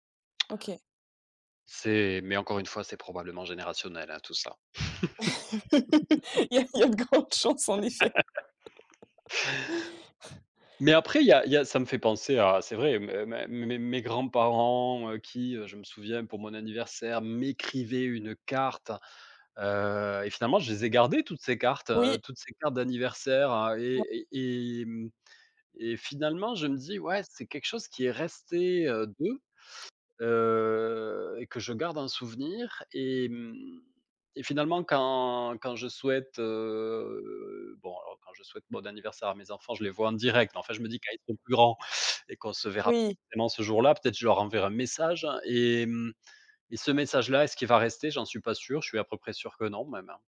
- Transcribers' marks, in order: laugh; laughing while speaking: "Il y a il y a de grandes chances en effet"; chuckle; laugh; chuckle; unintelligible speech; tapping
- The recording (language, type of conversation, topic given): French, podcast, Préférez-vous parler en face à face ou par écrit, et pourquoi ?